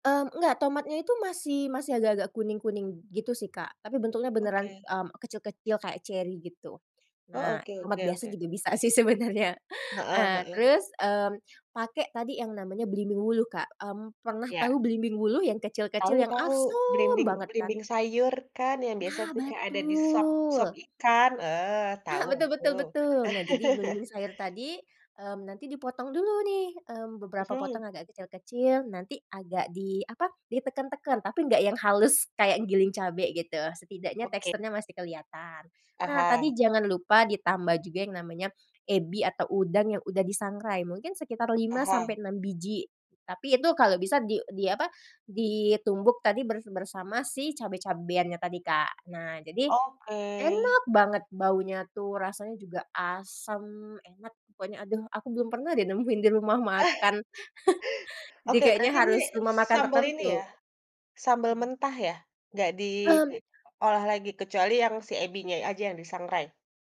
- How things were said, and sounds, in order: laughing while speaking: "sebenarnya"; chuckle; drawn out: "asem"; other background noise; laugh; laughing while speaking: "Eh"; laughing while speaking: "nemuin"; chuckle; tapping
- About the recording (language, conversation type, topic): Indonesian, podcast, Bagaimana kebiasaan makan malam bersama keluarga kalian?